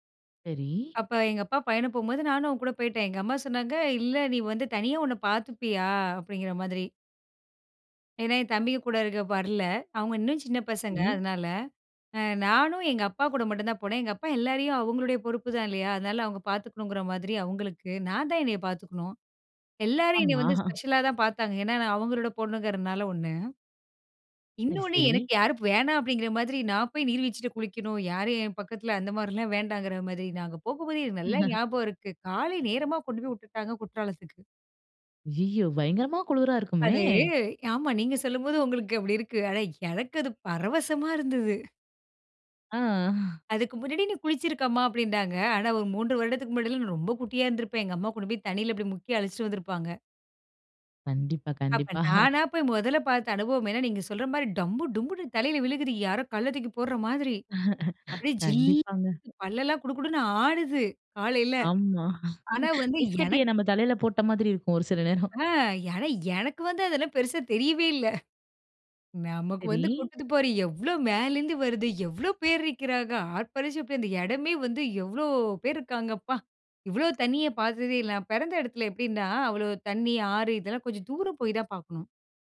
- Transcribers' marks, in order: laughing while speaking: "கண்டிப்பா"; laughing while speaking: "கண்டிப்பாங்க"; laugh
- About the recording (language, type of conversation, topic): Tamil, podcast, நீர்வீழ்ச்சியை நேரில் பார்த்தபின் உங்களுக்கு என்ன உணர்வு ஏற்பட்டது?